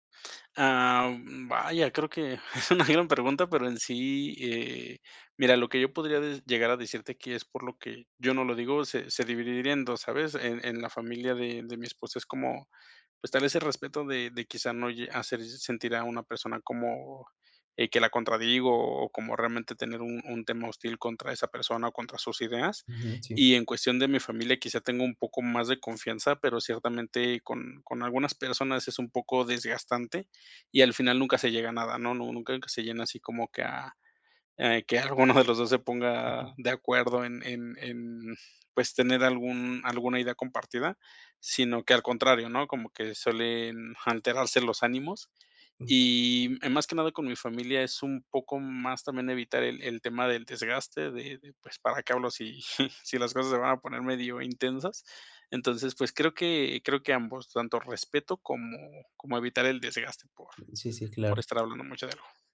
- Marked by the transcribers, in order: laughing while speaking: "una gran"; unintelligible speech; chuckle; other background noise
- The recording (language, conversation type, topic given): Spanish, advice, ¿Cuándo ocultas tus opiniones para evitar conflictos con tu familia o con tus amigos?